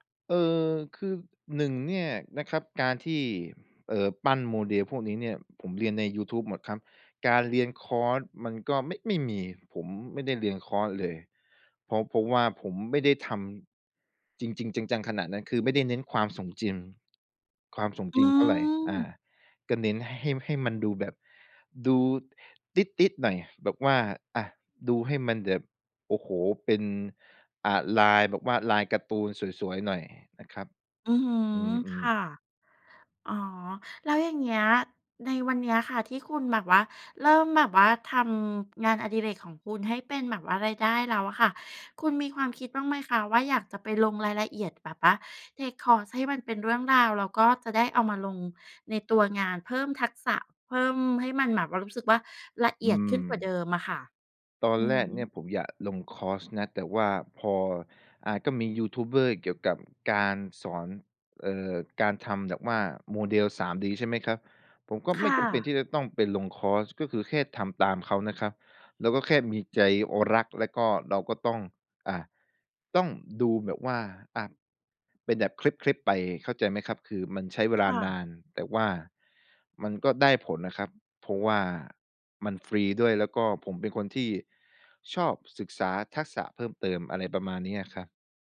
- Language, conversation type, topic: Thai, podcast, คุณทำโปรเจกต์ในโลกจริงเพื่อฝึกทักษะของตัวเองอย่างไร?
- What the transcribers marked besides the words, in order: in English: "เทกคอร์ส"; stressed: "รัก"; other background noise